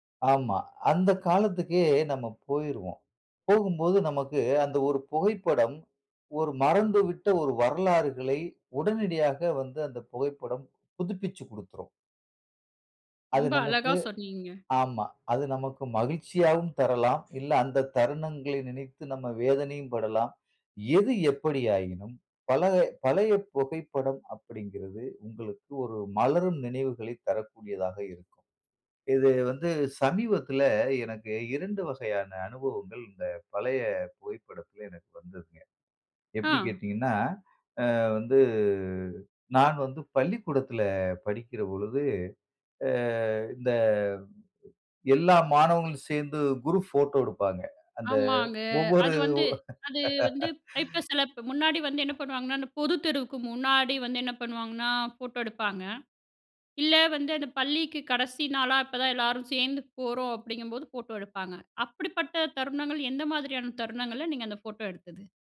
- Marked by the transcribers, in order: drawn out: "அ வந்து"; in English: "குரூப் போட்டோ"; drawn out: "ஆமாங்க"; laugh; other noise
- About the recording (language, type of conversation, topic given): Tamil, podcast, ஒரு பழைய புகைப்படம் பற்றிப் பேச முடியுமா?